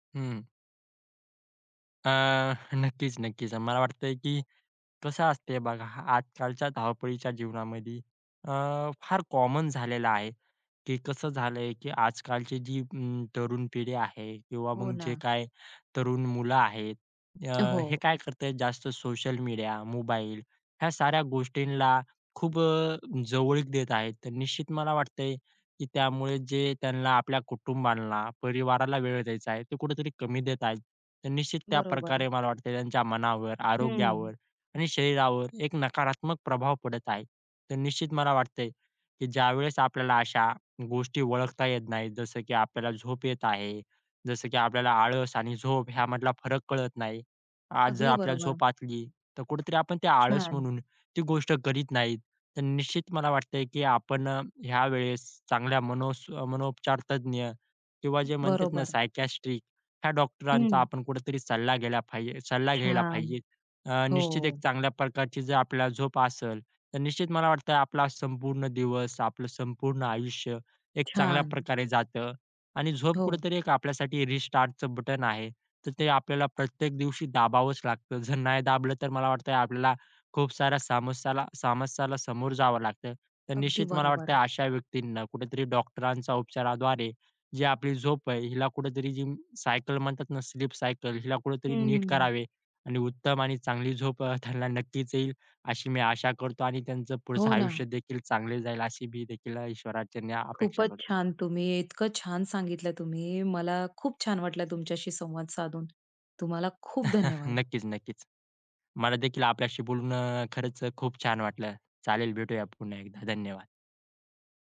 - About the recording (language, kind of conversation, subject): Marathi, podcast, झोप हवी आहे की फक्त आळस आहे, हे कसे ठरवता?
- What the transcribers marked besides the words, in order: tapping; in English: "सायकियाट्रिक"; in English: "रिस्टार्टचं"; in English: "स्लीप सायकल"; chuckle